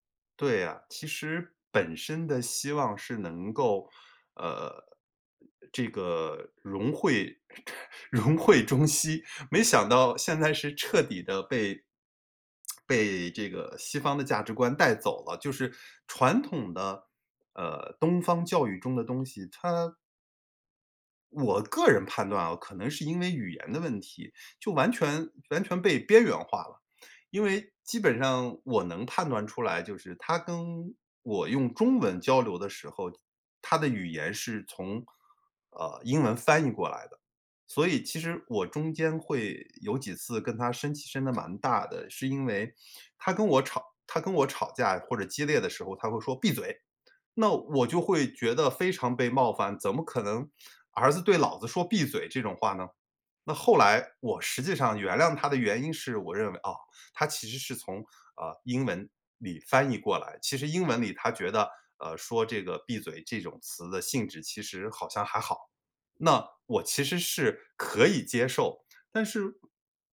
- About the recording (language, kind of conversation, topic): Chinese, advice, 我因为与家人的价值观不同而担心被排斥，该怎么办？
- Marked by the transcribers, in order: chuckle; laughing while speaking: "融汇中西"; lip smack